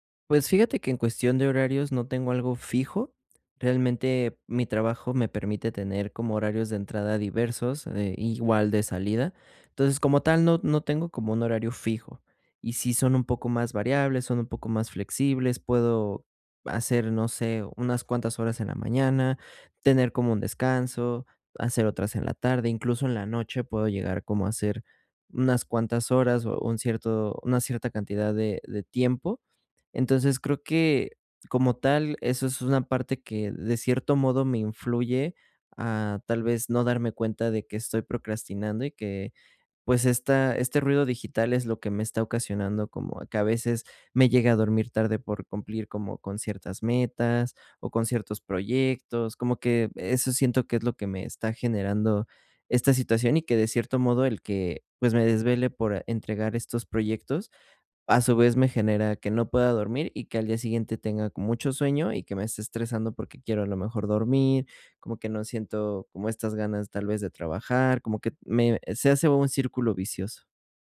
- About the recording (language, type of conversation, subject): Spanish, advice, Agotamiento por multitarea y ruido digital
- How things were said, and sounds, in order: none